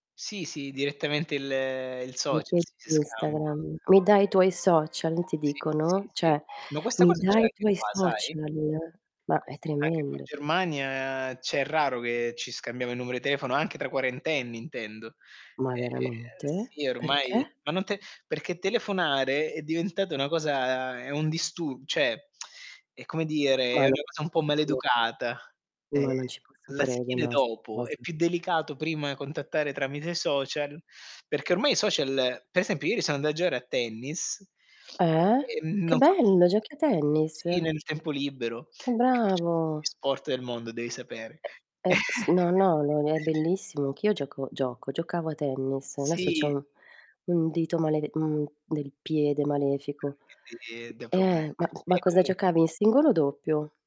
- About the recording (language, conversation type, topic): Italian, unstructured, Ti dà fastidio quanto tempo passiamo sui social?
- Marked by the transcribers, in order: distorted speech; tapping; alarm; "cioè" said as "ceh"; "cioè" said as "ceh"; other background noise; "cioè" said as "ceh"; lip smack; chuckle